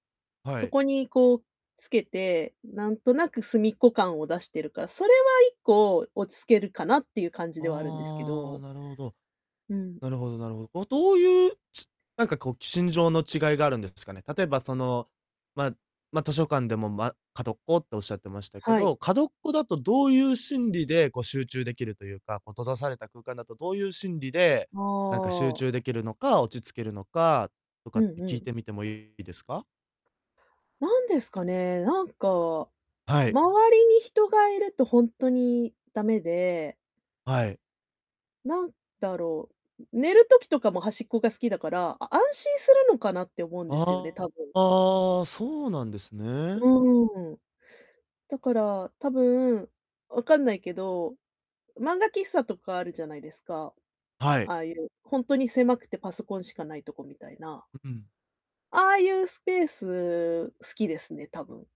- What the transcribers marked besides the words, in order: distorted speech
- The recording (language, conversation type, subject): Japanese, advice, 集中できる作業環境を作れないのはなぜですか？